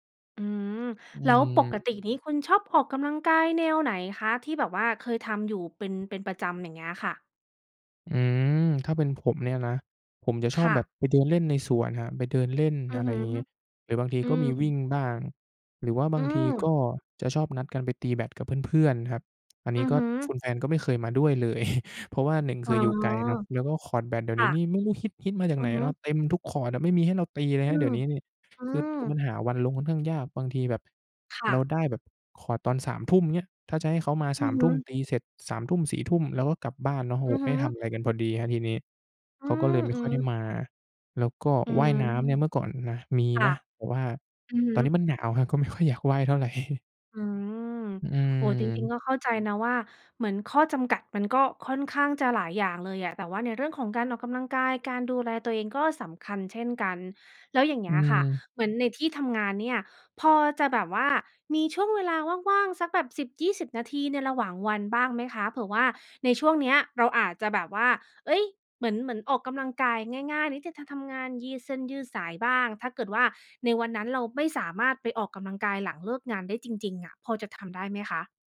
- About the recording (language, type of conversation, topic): Thai, advice, ฉันจะหาเวลาออกกำลังกายได้อย่างไรในเมื่อมีงานและต้องดูแลครอบครัว?
- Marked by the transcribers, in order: tapping; laughing while speaking: "เลย"; laughing while speaking: "ค่อย"; chuckle